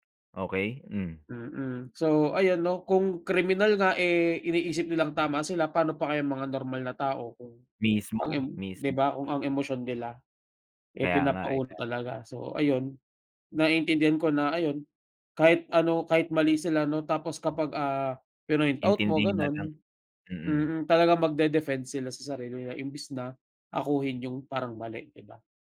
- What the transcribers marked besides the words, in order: "akuin" said as "akuhin"
- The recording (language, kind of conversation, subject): Filipino, unstructured, Paano mo nilulutas ang mga tampuhan ninyo ng kaibigan mo?